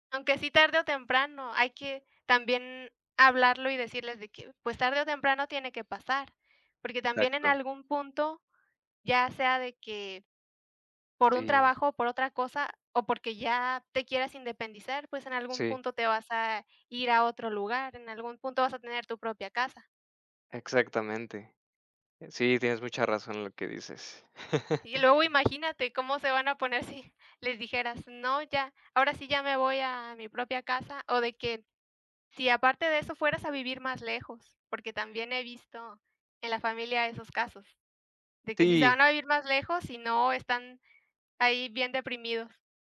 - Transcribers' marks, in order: chuckle
- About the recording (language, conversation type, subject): Spanish, unstructured, ¿Cómo reaccionas si un familiar no respeta tus decisiones?